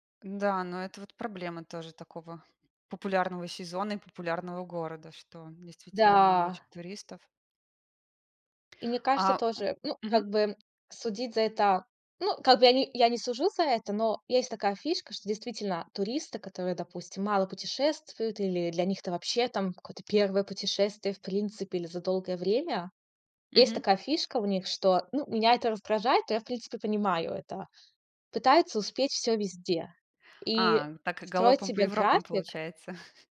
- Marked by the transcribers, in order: drawn out: "Да"; chuckle
- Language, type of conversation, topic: Russian, unstructured, Что вас больше всего раздражает в туристах?